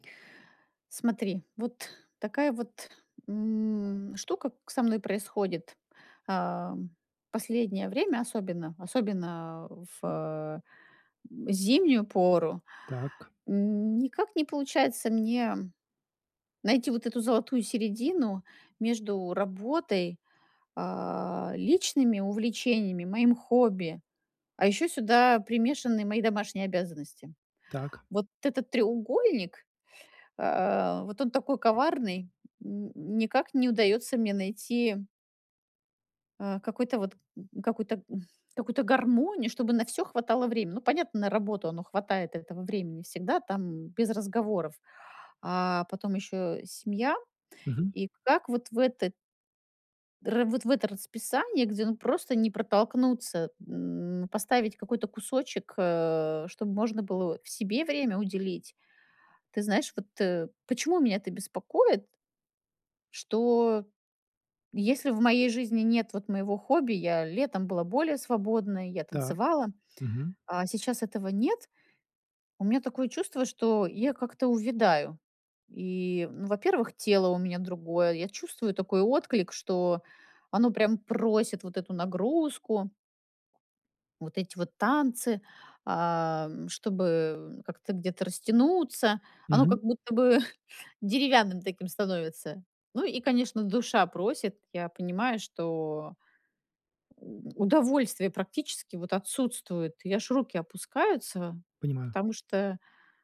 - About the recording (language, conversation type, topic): Russian, advice, Как мне лучше совмещать работу и личные увлечения?
- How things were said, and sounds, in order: tapping; grunt; other noise; exhale; other background noise; grunt